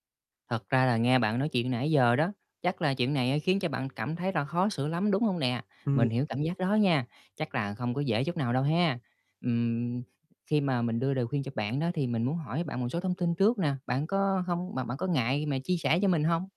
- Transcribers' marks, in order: static; other background noise
- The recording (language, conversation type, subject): Vietnamese, advice, Tôi nên làm gì khi cảm thấy khó xử vì phải chọn giữa bạn thân và người yêu?